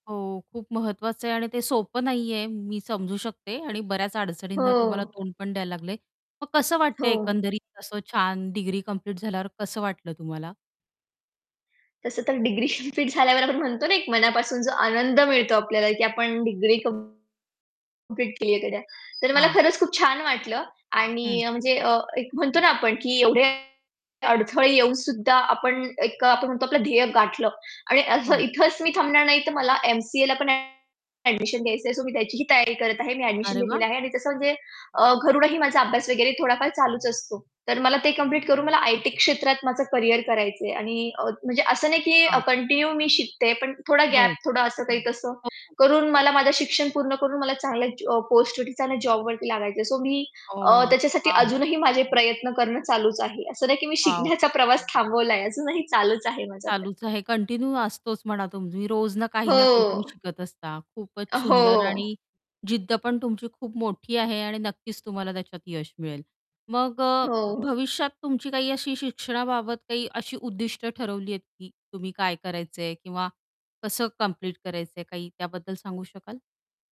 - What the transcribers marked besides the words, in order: distorted speech; tapping; other background noise; static; in English: "सो"; in English: "कंटिन्यू"; in English: "सो"; laughing while speaking: "शिकण्याचा"; in English: "कंटिन्यू"
- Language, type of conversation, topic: Marathi, podcast, शिकण्याचा तुमचा प्रवास कसा सुरू झाला?